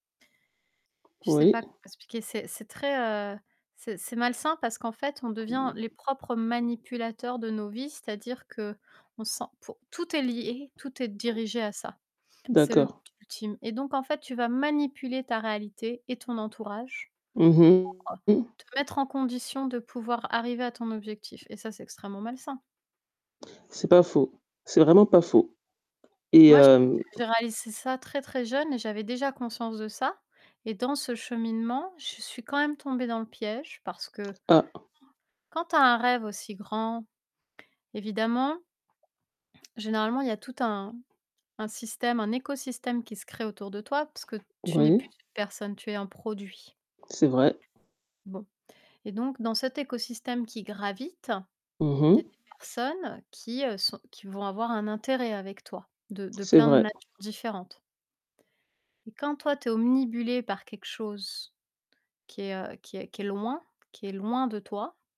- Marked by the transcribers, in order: tapping; static; distorted speech; other background noise; stressed: "manipuler"; "réalisé" said as "réalicé"; "obnubilé" said as "obnibulé"
- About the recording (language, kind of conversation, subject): French, unstructured, Comment définis-tu le succès personnel aujourd’hui ?